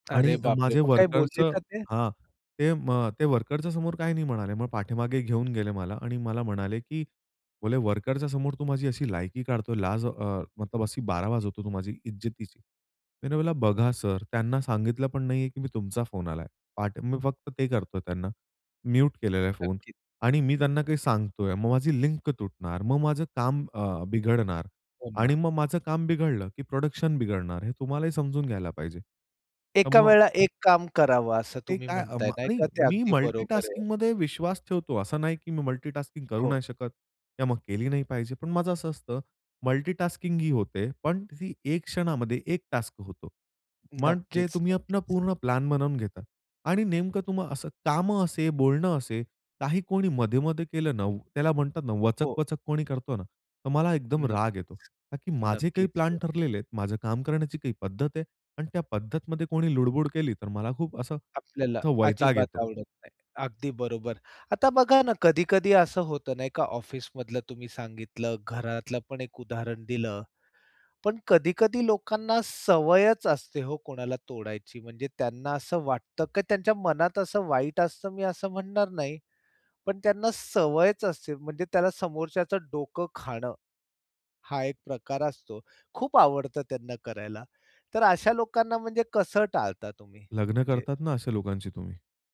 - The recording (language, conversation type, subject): Marathi, podcast, मधेच कोणी बोलत असेल तर तुम्ही काय करता?
- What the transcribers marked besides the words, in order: other background noise; tapping; "बारा" said as "बार"; unintelligible speech; in English: "प्रोडक्शन"; in English: "मल्टीटास्किंगमध्ये"; in English: "मल्टीटास्किंग"; in English: "मल्टीटास्किंग"; in English: "टास्क"